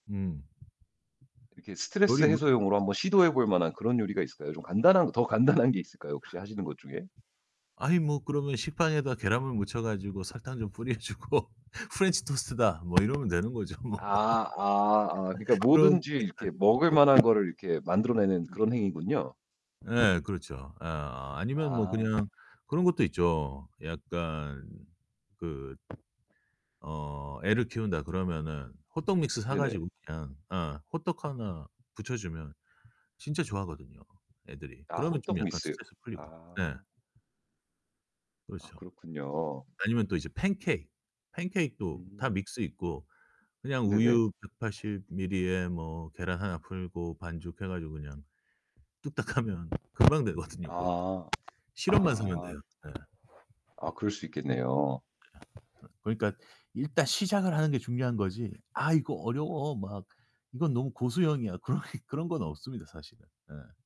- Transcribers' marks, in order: other background noise; static; distorted speech; laughing while speaking: "간단한"; scoff; laughing while speaking: "뿌려 주고"; tapping; laughing while speaking: "뭐"; laugh; laughing while speaking: "하면"; laughing while speaking: "되거든요"; laughing while speaking: "그런 게"
- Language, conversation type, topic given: Korean, podcast, 집에서 스트레스를 풀 때는 주로 무엇을 하시나요?